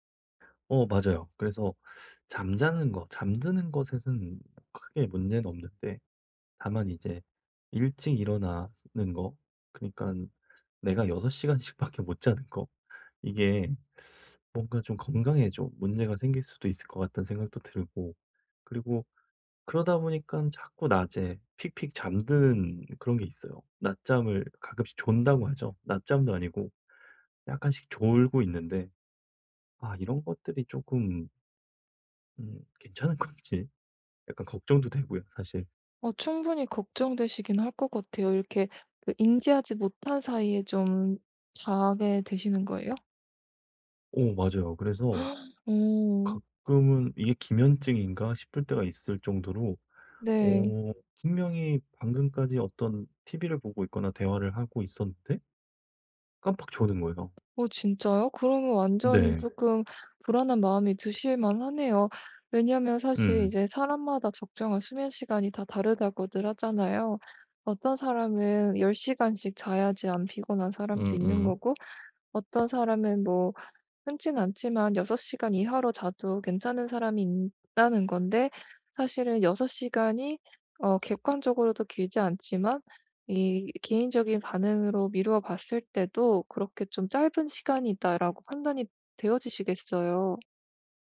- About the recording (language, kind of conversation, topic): Korean, advice, 일정한 수면 스케줄을 만들고 꾸준히 지키려면 어떻게 하면 좋을까요?
- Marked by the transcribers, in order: other background noise; laughing while speaking: "여섯 시간씩밖에"; laughing while speaking: "건지"; tapping; gasp; background speech